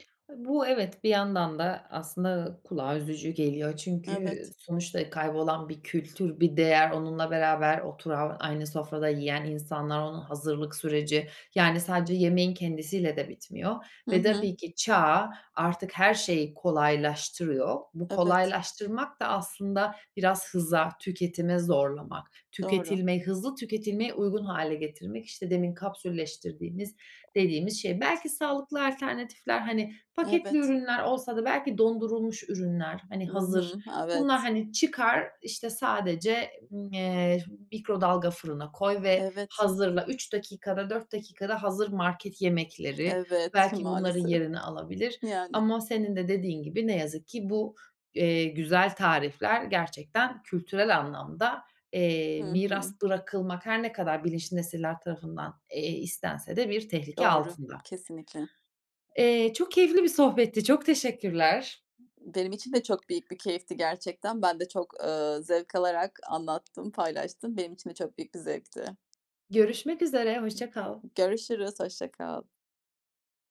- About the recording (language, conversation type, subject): Turkish, podcast, Tarifleri kuşaktan kuşağa nasıl aktarıyorsun?
- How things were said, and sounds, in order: other background noise; tapping